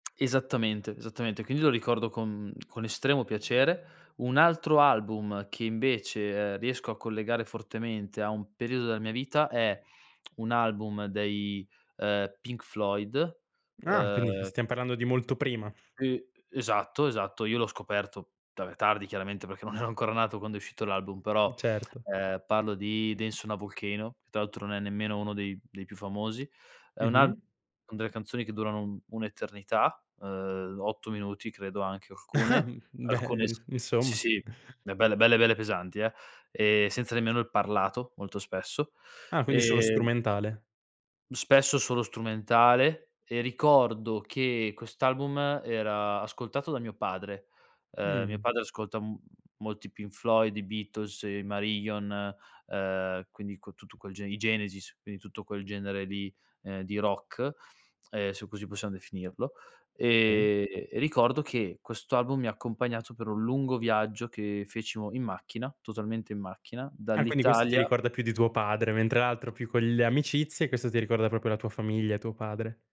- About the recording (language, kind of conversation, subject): Italian, podcast, Quale album definisce un periodo della tua vita?
- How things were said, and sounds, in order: "vabbè" said as "tavè"; laughing while speaking: "ero"; laugh; other background noise; tapping; "proprio" said as "propio"